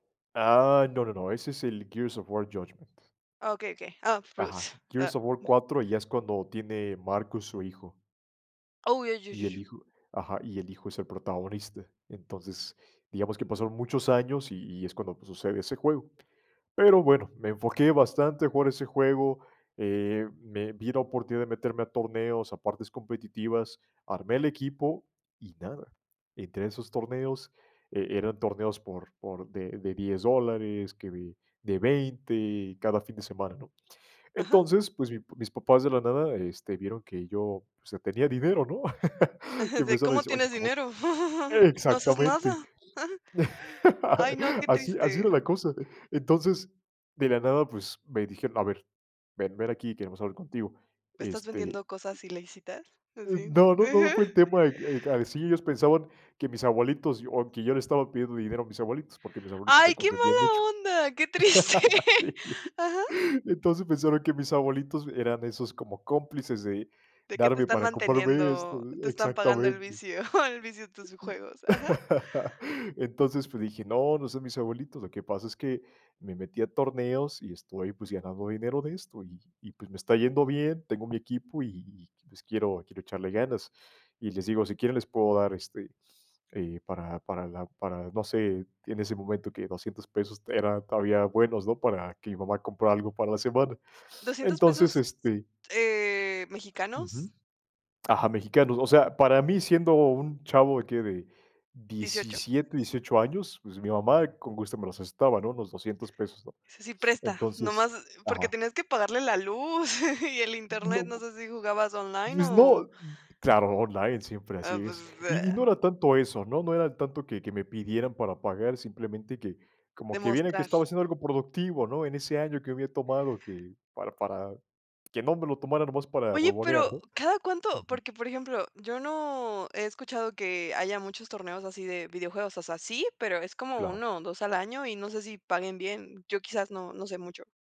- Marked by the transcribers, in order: unintelligible speech; chuckle; laugh; chuckle; laughing while speaking: "qué triste"; laughing while speaking: "Sí"; chuckle; other background noise; laugh; drawn out: "eh"; chuckle; other noise
- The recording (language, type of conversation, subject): Spanish, podcast, ¿Cómo transformaste una mala costumbre en algo positivo?